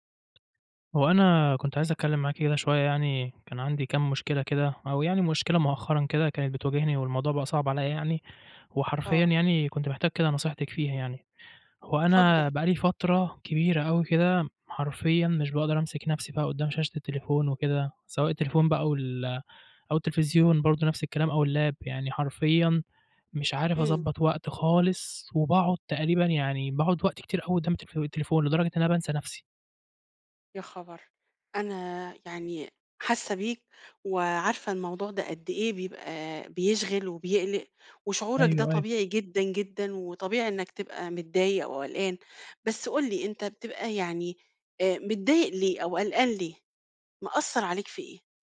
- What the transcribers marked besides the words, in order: in English: "الlap"
- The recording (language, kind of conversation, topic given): Arabic, advice, إزاي بتتعامل مع وقت استخدام الشاشات عندك، وبيأثر ده على نومك وتركيزك إزاي؟